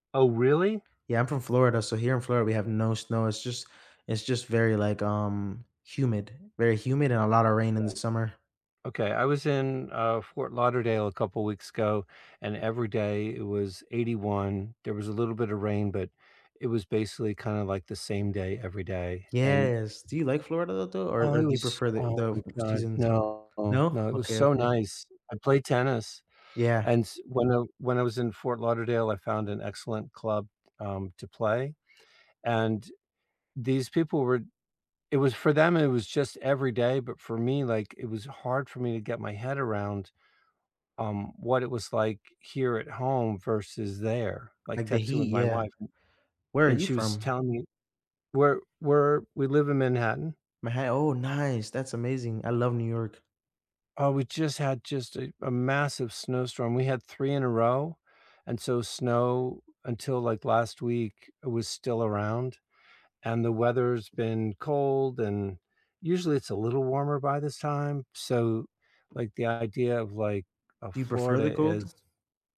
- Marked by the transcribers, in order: other background noise
- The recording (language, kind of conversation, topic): English, unstructured, What simple weekend plans have you been enjoying lately, and what makes them feel restful or meaningful?